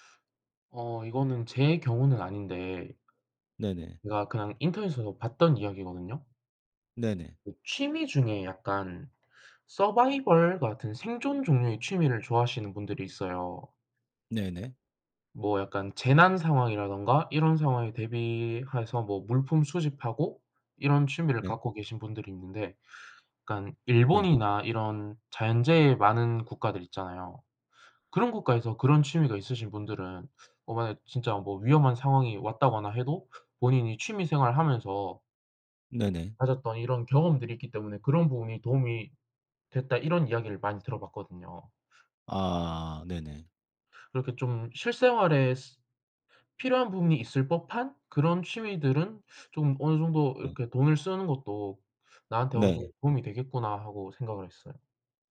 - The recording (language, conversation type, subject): Korean, unstructured, 취미 활동에 드는 비용이 너무 많을 때 상대방을 어떻게 설득하면 좋을까요?
- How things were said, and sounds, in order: other background noise